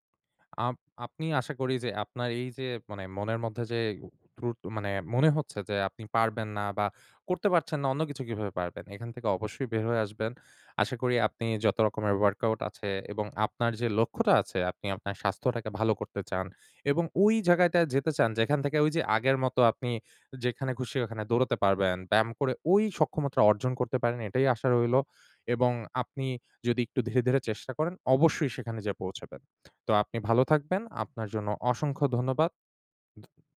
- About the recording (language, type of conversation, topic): Bengali, advice, বাড়িতে ব্যায়াম করতে একঘেয়েমি লাগলে অনুপ্রেরণা কীভাবে খুঁজে পাব?
- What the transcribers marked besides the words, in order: none